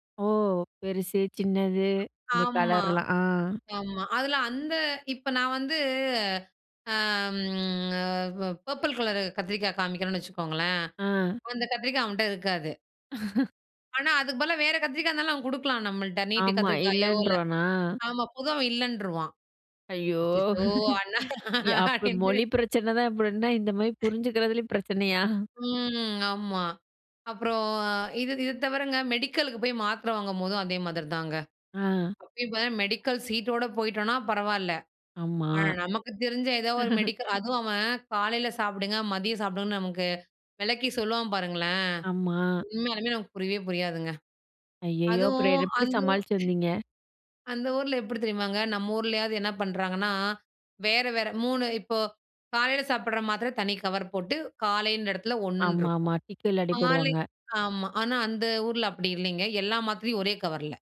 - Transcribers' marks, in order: drawn out: "ஆமா"; in English: "பர்பிள்"; laugh; laugh; laughing while speaking: "அச்சச்சோ அண்ணா அப்டீன்ட்டு"; other noise; drawn out: "அப்புறம்"; laugh
- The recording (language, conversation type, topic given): Tamil, podcast, நீங்கள் மொழிச் சிக்கலை எப்படிச் சமாளித்தீர்கள்?